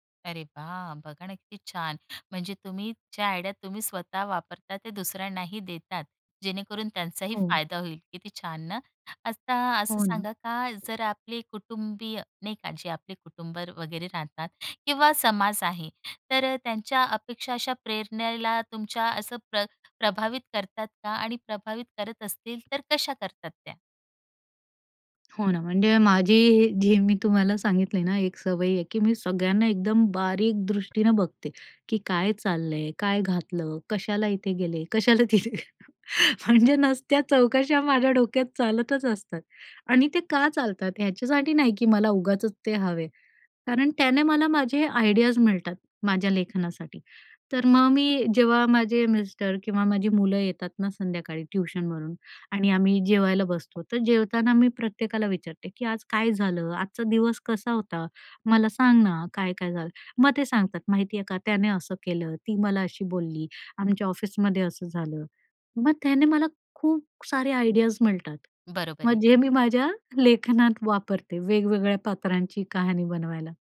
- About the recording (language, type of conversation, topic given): Marathi, podcast, स्वतःला प्रेरित ठेवायला तुम्हाला काय मदत करतं?
- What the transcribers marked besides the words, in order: tapping; laughing while speaking: "कशाला तिथे? म्हणजे नसत्या चौकशा माझ्या डोक्यात चालतच"; in English: "आयडियाज"; in English: "मिस्टर"; in English: "ट्युशनवरून"; in English: "आयडियाज"